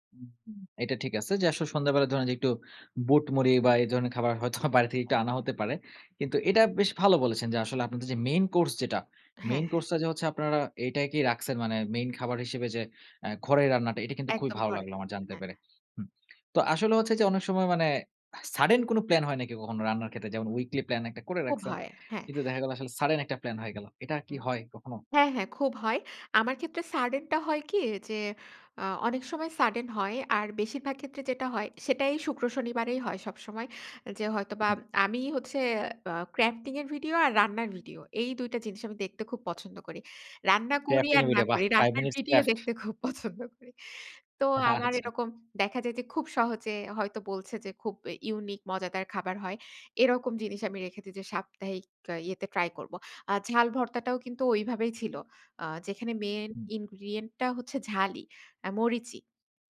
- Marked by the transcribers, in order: none
- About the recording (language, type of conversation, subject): Bengali, podcast, আপনি সাপ্তাহিক রান্নার পরিকল্পনা কীভাবে করেন?